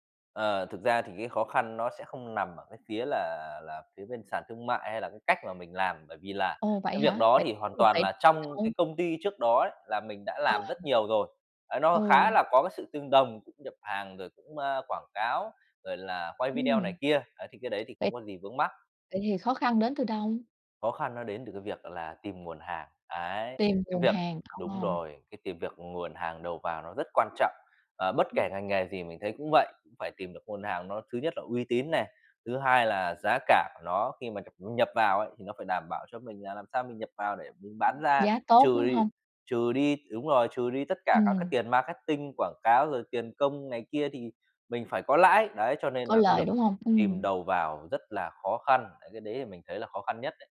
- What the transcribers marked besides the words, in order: unintelligible speech; tapping; other background noise
- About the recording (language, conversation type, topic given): Vietnamese, podcast, Bạn có thể kể về một khoảnh khắc đã thay đổi sự nghiệp của mình không?